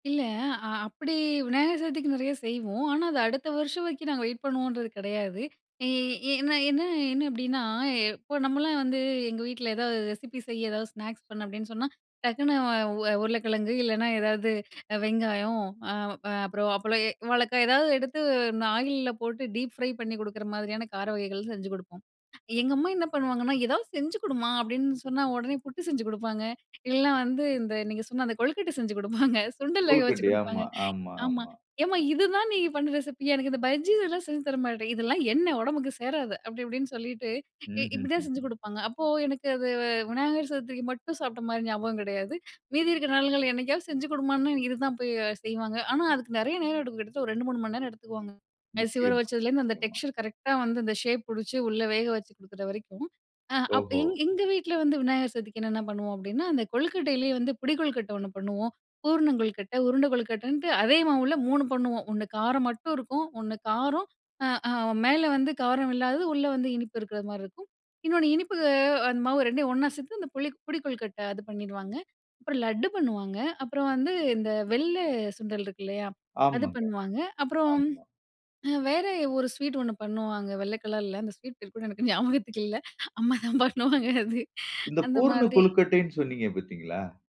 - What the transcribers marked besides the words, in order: in English: "வெயிட்"; in English: "ஸ்நாக்ஸ்"; in English: "ஆயில்ல"; in English: "டீப் ஃப்ரை"; laughing while speaking: "சுண்டல் வேக வச்சு கொடுப்பாங்க"; in English: "ரெசிபியா?"; in English: "டெக்ஸ்சர்"; in English: "ஷேப்"; other background noise; in English: "ஸ்வீட்"; laughing while speaking: "அந்த ஸ்வீட் பேர் கூட எனக்கு ஞாபகத்துக்கு இல்ல, அம்மா தான் பண்ணுவாங்க அது"; in English: "ஸ்வீட்"
- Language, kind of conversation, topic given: Tamil, podcast, பண்டிகை நாட்களில் மட்டும் சாப்பிடும் உணவைப் பற்றிய நினைவு உங்களுக்குண்டா?